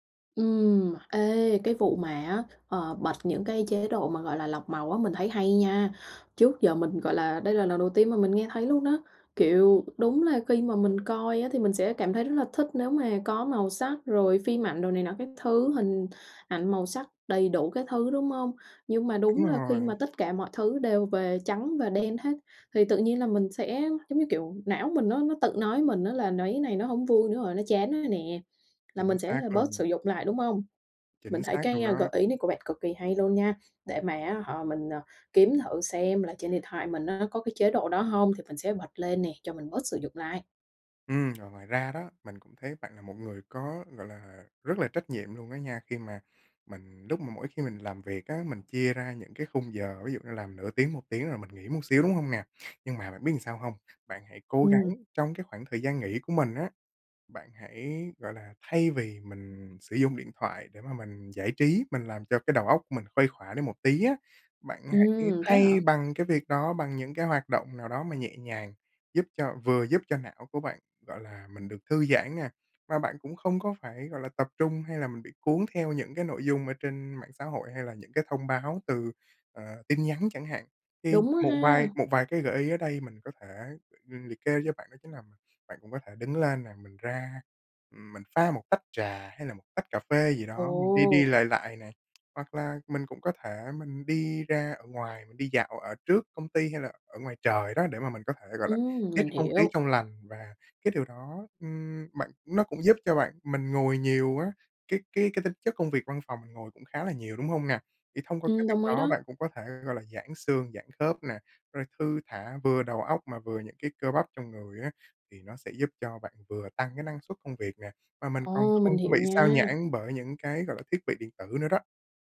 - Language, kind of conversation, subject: Vietnamese, advice, Làm sao tôi có thể tập trung sâu khi bị phiền nhiễu kỹ thuật số?
- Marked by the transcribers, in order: tapping; "làm" said as "ừn"